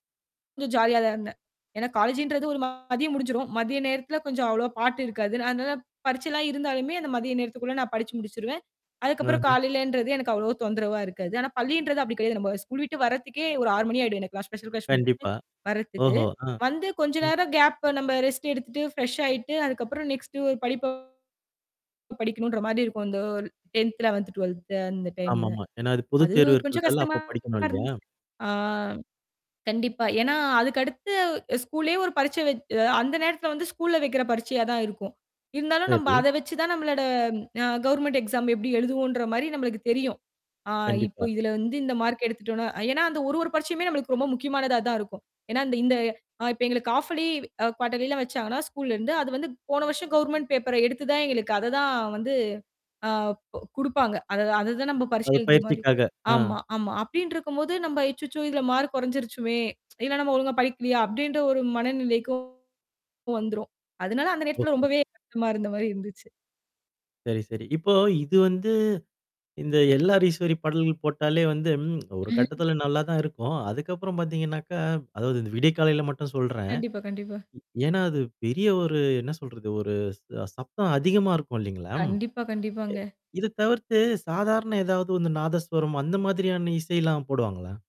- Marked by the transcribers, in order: mechanical hum; distorted speech; in English: "ஸ்பெசல் கிளாஸ்"; in English: "கேப்பு"; in English: "ஃப்ரெஷ்"; in English: "நெக்ஸ்டு"; in English: "டென்த், லெவென்த், டுவெல்த்"; in English: "கவர்மென்ட் எக்ஸாம்"; in English: "ஹால்ஃப் இயர்லி, குவாட்டர்லி"; in English: "கவர்மென்ட் பேப்பர்"; other background noise; tsk; lip smack; chuckle; other noise
- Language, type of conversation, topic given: Tamil, podcast, பண்டிகைகள் மற்றும் விழாக்களில் ஒலிக்கும் இசை உங்களுக்கு என்ன தாக்கத்தை அளித்தது?